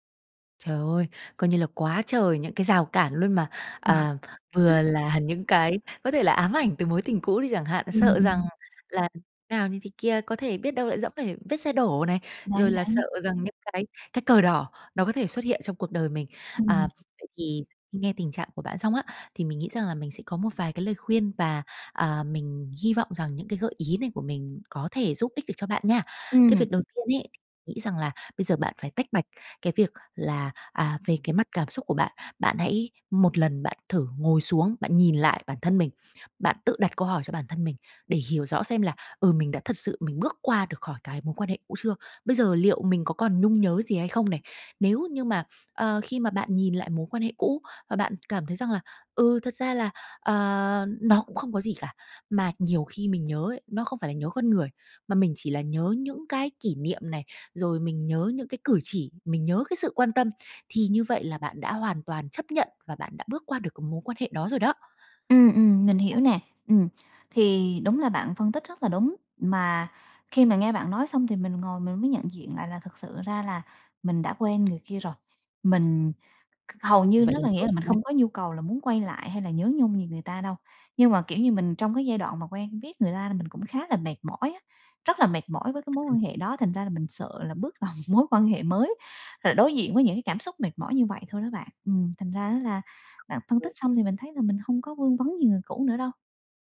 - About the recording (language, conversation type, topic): Vietnamese, advice, Bạn làm thế nào để vượt qua nỗi sợ bị từ chối khi muốn hẹn hò lại sau chia tay?
- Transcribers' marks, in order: laugh; other background noise; tapping; laughing while speaking: "một"